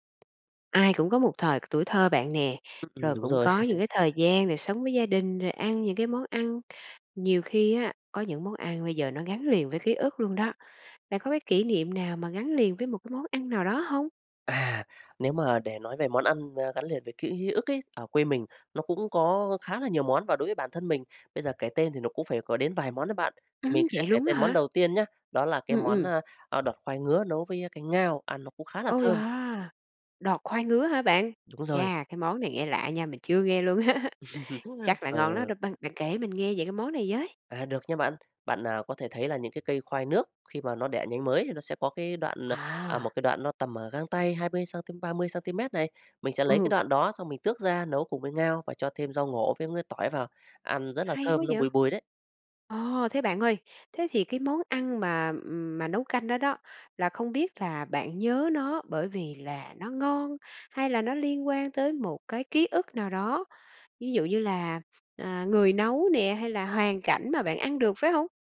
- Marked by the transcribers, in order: laugh; tapping; "yeah" said as "doa"; laughing while speaking: "á"; laugh
- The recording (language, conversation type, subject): Vietnamese, podcast, Bạn nhớ kỷ niệm nào gắn liền với một món ăn trong ký ức của mình?